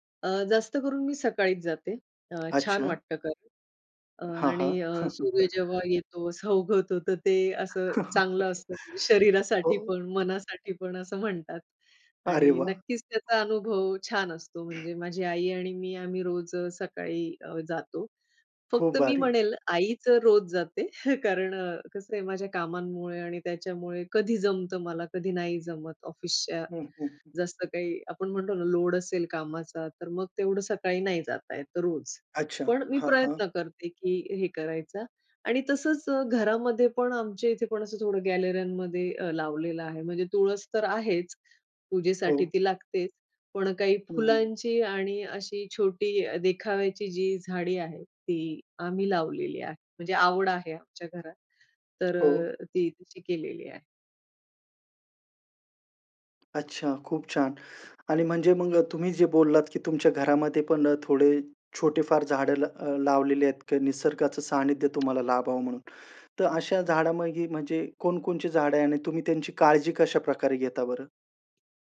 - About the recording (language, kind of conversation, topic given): Marathi, podcast, शहरात सोपं, निसर्गाभिमुख आयुष्य कसं शक्य?
- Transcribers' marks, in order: tapping; other background noise; chuckle; laughing while speaking: "असा उगवतो तर ते असं … अनुभव छान असतो"; laugh; chuckle